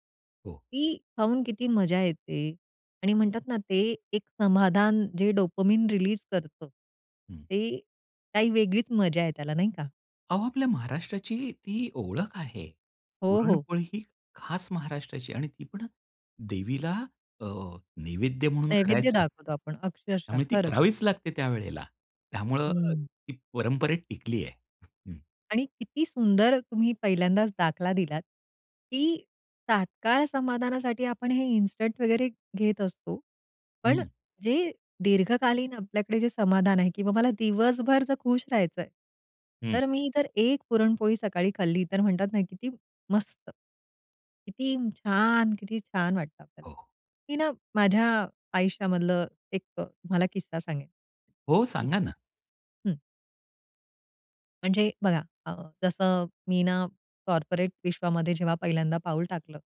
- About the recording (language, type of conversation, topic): Marathi, podcast, तात्काळ समाधान आणि दीर्घकालीन वाढ यांचा तोल कसा सांभाळतोस?
- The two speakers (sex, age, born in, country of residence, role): female, 40-44, India, India, guest; male, 50-54, India, India, host
- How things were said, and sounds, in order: in English: "डोपामाइन रिलीज"; other background noise; in English: "इन्स्टंट"; unintelligible speech; in English: "कॉर्पोरेट"